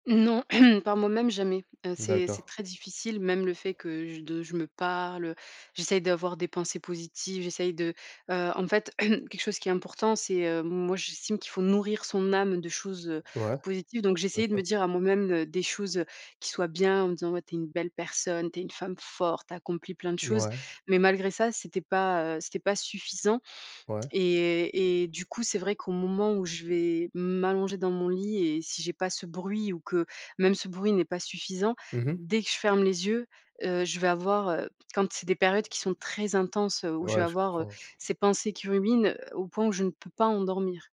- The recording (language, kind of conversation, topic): French, podcast, Comment gères-tu les pensées négatives qui tournent en boucle ?
- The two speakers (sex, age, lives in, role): female, 25-29, France, guest; male, 30-34, France, host
- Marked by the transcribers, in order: throat clearing; throat clearing; stressed: "belle"; stressed: "forte"; stressed: "très"